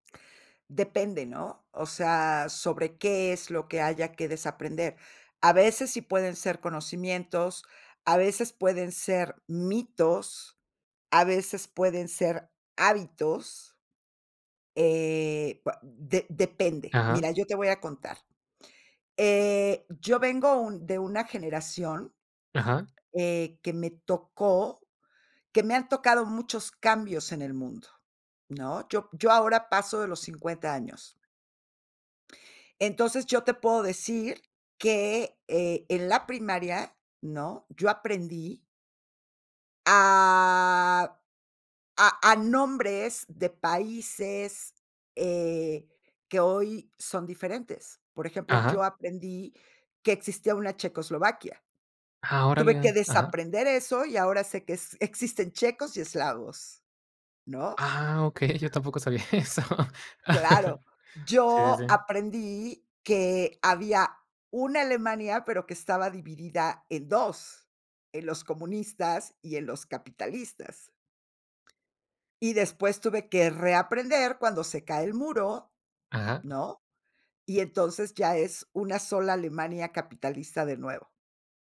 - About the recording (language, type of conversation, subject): Spanish, podcast, ¿Qué papel cumple el error en el desaprendizaje?
- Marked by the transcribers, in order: other background noise; drawn out: "a"; laughing while speaking: "okey. Yo tampoco sabía eso"; chuckle